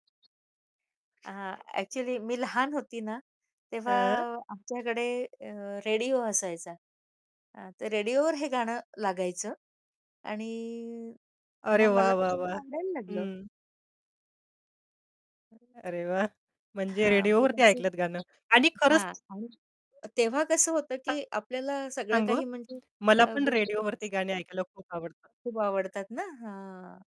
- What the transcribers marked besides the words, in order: background speech; distorted speech; static; unintelligible speech; other background noise; unintelligible speech; unintelligible speech
- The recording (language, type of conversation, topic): Marathi, podcast, तुला एखादं गाणं ऐकताना एखादी खास आठवण परत आठवते का?